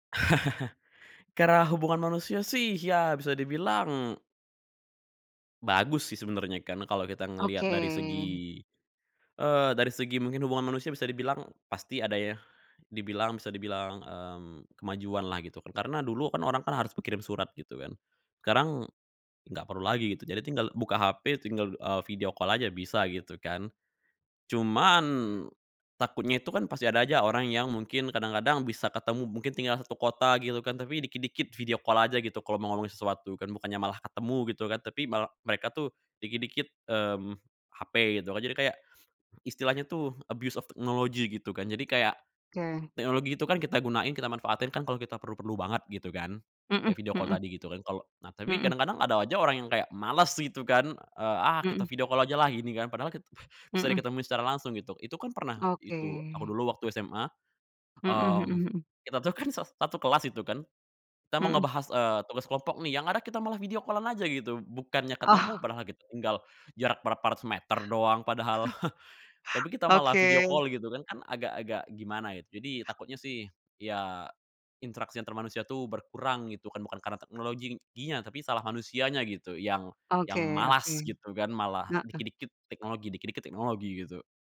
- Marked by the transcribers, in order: laugh; tapping; in English: "video call"; in English: "video call"; in English: "abuse of technology"; in English: "video call"; in English: "video call"; other background noise; laughing while speaking: "kan sas"; in English: "video call-an"; chuckle; in English: "video call"
- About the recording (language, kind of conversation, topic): Indonesian, podcast, Apa yang hilang jika semua komunikasi hanya dilakukan melalui layar?